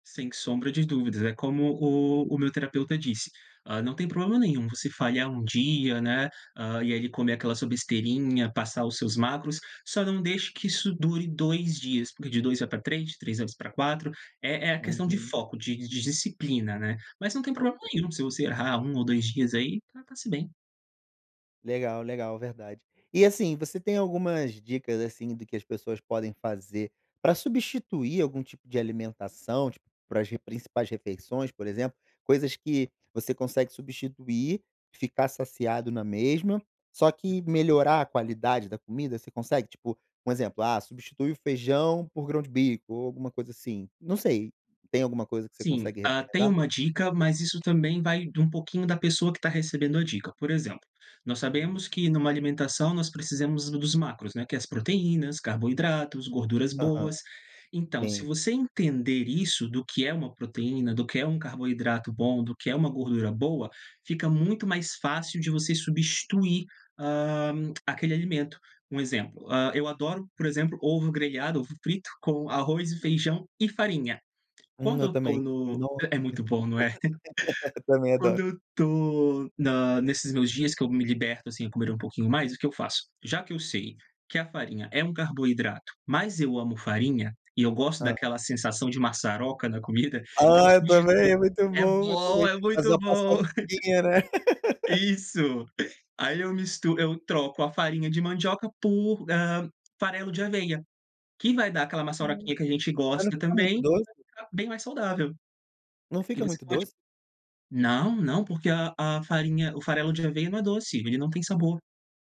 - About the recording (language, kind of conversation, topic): Portuguese, podcast, Como você equilibra comida gostosa e alimentação saudável?
- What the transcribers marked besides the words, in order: other background noise; tongue click; tapping; laugh; laugh